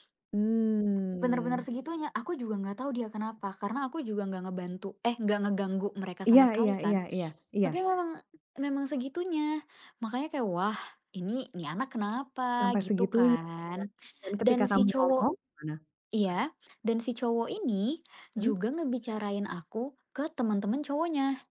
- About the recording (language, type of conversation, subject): Indonesian, advice, Pernahkah Anda mengalami perselisihan akibat gosip atau rumor, dan bagaimana Anda menanganinya?
- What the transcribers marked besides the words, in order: drawn out: "Mmm"; other background noise